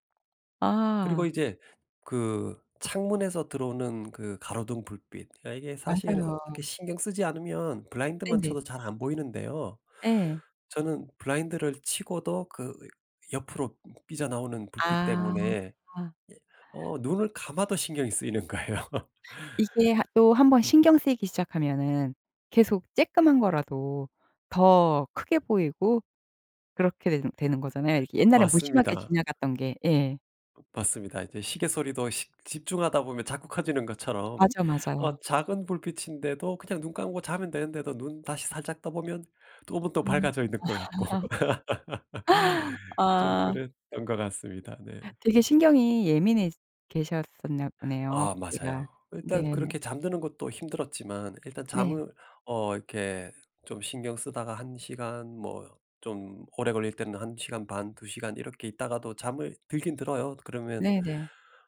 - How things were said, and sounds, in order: other background noise; laughing while speaking: "거예요"; tapping; laughing while speaking: "아"; laugh
- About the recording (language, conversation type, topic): Korean, podcast, 수면 리듬을 회복하려면 어떻게 해야 하나요?